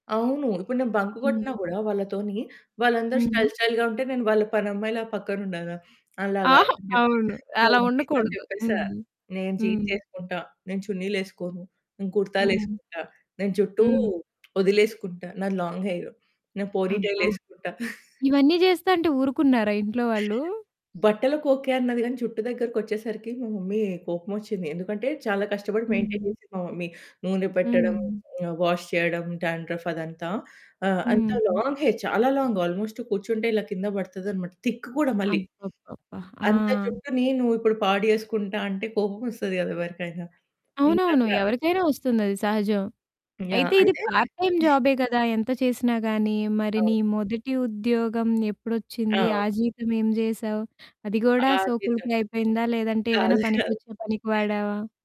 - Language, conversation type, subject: Telugu, podcast, మీకు మొదటి జీతం వచ్చిన రోజున మీరు ఏమి చేశారు?
- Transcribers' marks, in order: in English: "బంక్"; other background noise; in English: "స్టైల్ స్టైల్‌గా"; distorted speech; in English: "మమ్మీతోని"; in English: "జీన్స్"; in English: "లాంగ్"; giggle; in English: "మమ్మీ"; in English: "మెయింటైన్"; in English: "మమ్మీ"; in English: "వాష్"; in English: "డాండ్రఫ్"; in English: "లాంగ్ హెయిర్"; in English: "లాంగ్ ఆల్మోస్ట్"; in English: "థిక్"; in English: "పార్ట్ టైమ్"; giggle; laughing while speaking: "కాదు, కాదు"